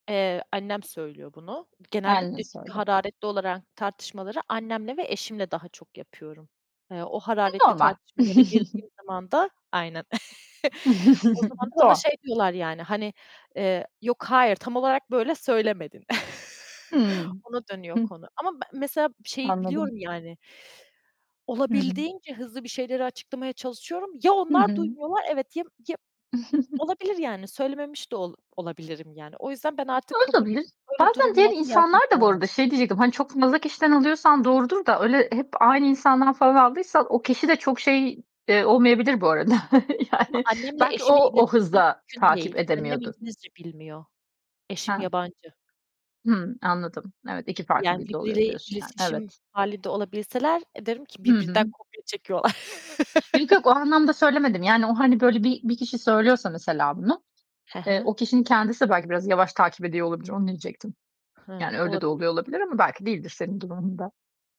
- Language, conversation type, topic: Turkish, unstructured, Kendini ifade etmek için hangi yolları tercih edersin?
- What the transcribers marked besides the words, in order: chuckle; distorted speech; chuckle; unintelligible speech; tapping; chuckle; chuckle; giggle; other background noise; unintelligible speech; chuckle; chuckle